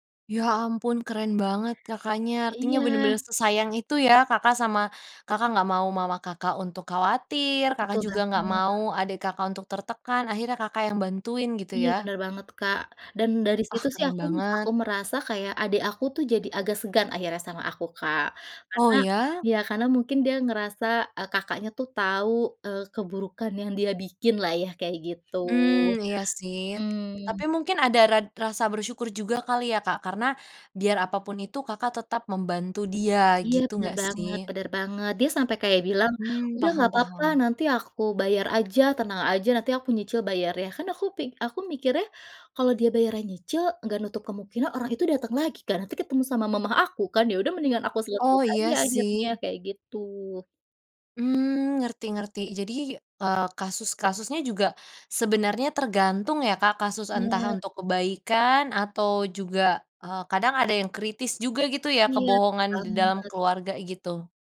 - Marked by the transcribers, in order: tapping
- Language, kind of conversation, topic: Indonesian, podcast, Apa pendapatmu tentang kebohongan demi kebaikan dalam keluarga?